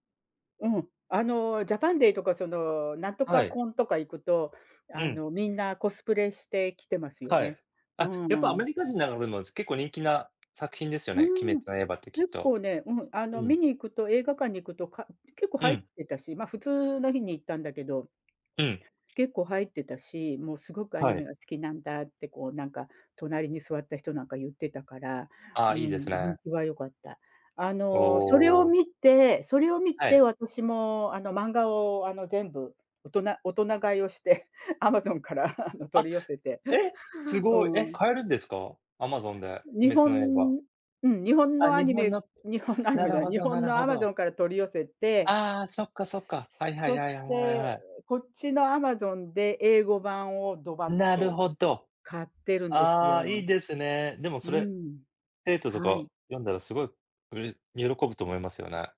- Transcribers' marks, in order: tapping; laughing while speaking: "アマゾンから"; chuckle; other background noise
- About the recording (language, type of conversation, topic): Japanese, unstructured, 映画を観て泣いたことはありますか？それはどんな場面でしたか？